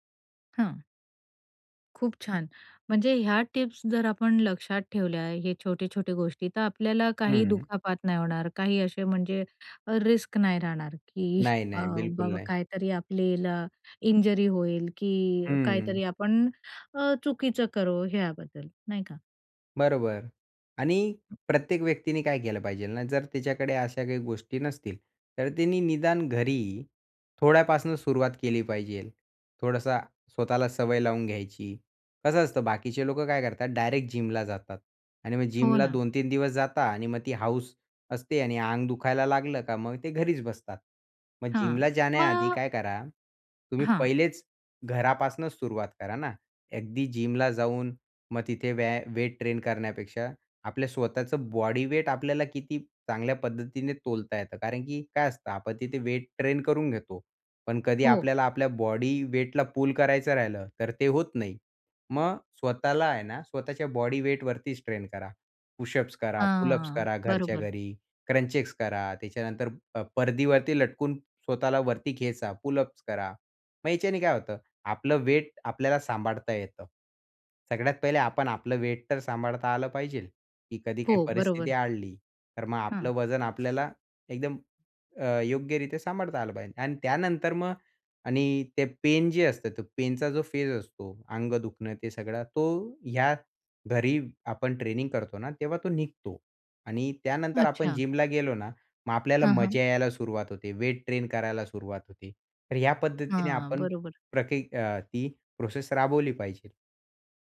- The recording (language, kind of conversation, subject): Marathi, podcast, जिम उपलब्ध नसेल तर घरी कोणते व्यायाम कसे करावेत?
- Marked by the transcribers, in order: in English: "रिस्क"; in English: "इंजुरी"; other background noise; in English: "वेट ट्रेन"; in English: "वेट"; in English: "वेट ट्रेन"; in English: "वेटला पूल"; in English: "वेट"; in English: "वेट"; in English: "वेट"; in English: "पेन"; in English: "पेनचा"; in English: "जिमला"; in English: "वेट ट्रेन"